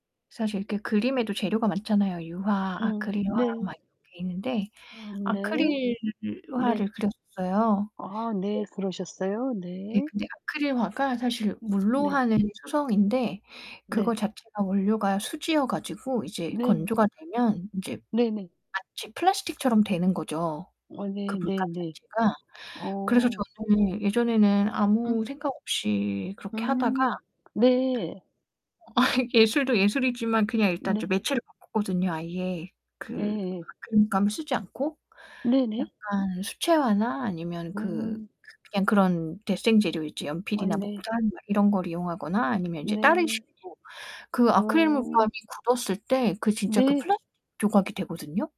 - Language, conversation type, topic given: Korean, unstructured, 일상에서 환경을 위해 어떤 노력을 할 수 있을까요?
- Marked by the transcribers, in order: distorted speech; other background noise; tapping; laughing while speaking: "아"